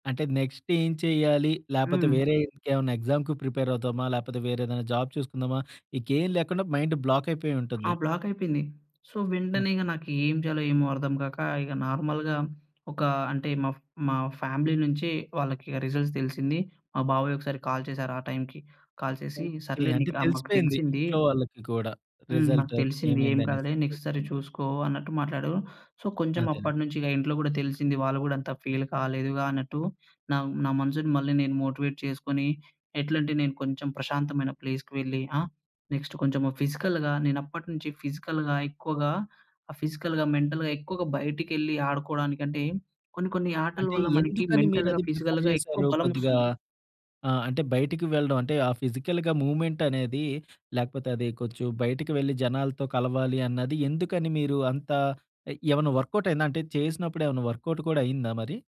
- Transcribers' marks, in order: in English: "నెక్స్ట్"; in English: "ఎగ్జామ్‌కి ప్రిపేర్"; in English: "జాబ్"; in English: "మైండ్ బ్లాక్"; other background noise; in English: "సో"; in English: "నార్మల్‌గా"; in English: "ఫ్యామిలీ"; in English: "రిజల్ట్స్"; in English: "కాల్"; in English: "కాల్"; in English: "రిజల్ట్"; in English: "నెక్స్ట్"; in English: "సో"; in English: "ఫీల్"; in English: "మోటివేట్"; in English: "ప్లేస్‌కి"; in English: "నెక్స్ట్"; in English: "ఫిజికల్‌గా"; in English: "ఫిజికల్‌గా"; in English: "ఫిజికల్‌గా, మెంటల్‌గా"; in English: "మెంటల్‌గా, ఫిజికల్‌గా"; in English: "ప్రిఫర్"; in English: "ఫిజికల్‌గా మూవ్‌మెంట్"; in English: "వర్క్‌అవుట్"; in English: "వర్క్‌అవుట్"
- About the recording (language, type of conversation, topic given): Telugu, podcast, ఒంటరిగా అనిపించినప్పుడు ముందుగా మీరు ఏం చేస్తారు?